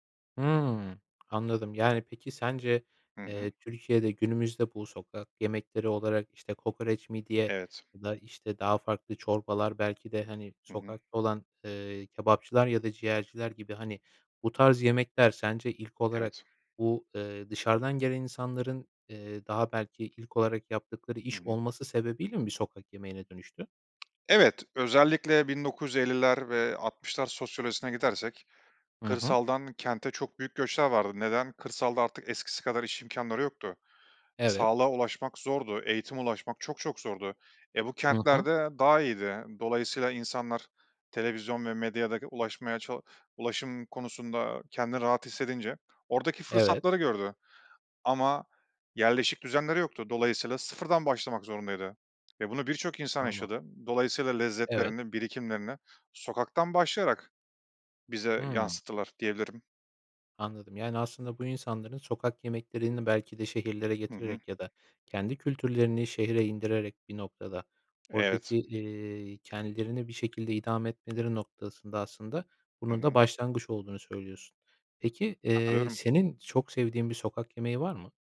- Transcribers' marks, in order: tapping; other background noise
- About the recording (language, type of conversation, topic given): Turkish, podcast, Sokak yemekleri bir ülkeye ne katar, bu konuda ne düşünüyorsun?